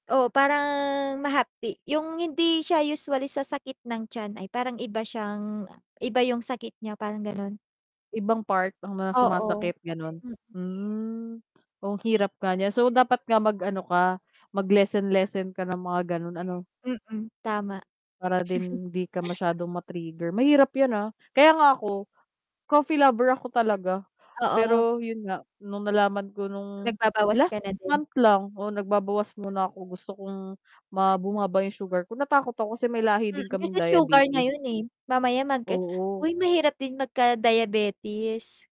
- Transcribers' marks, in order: drawn out: "parang"; mechanical hum; other noise; tapping; distorted speech; chuckle
- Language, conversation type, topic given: Filipino, unstructured, Paano ka nagpapahinga pagkatapos ng mahaba at nakakapagod na araw?
- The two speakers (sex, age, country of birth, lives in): female, 20-24, Philippines, Philippines; female, 30-34, United Arab Emirates, Philippines